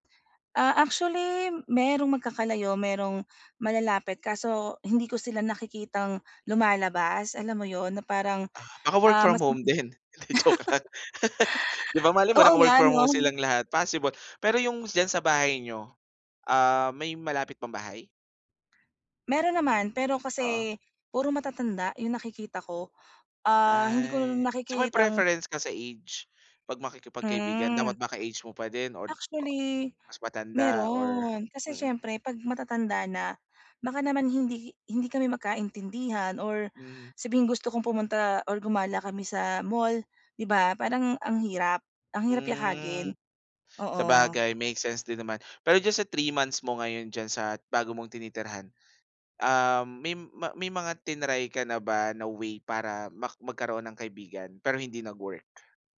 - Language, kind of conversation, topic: Filipino, advice, Paano ako makakahanap ng mga bagong kaibigan dito?
- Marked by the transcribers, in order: other background noise; laughing while speaking: "hindi, joke lang"; unintelligible speech; chuckle; other noise; tapping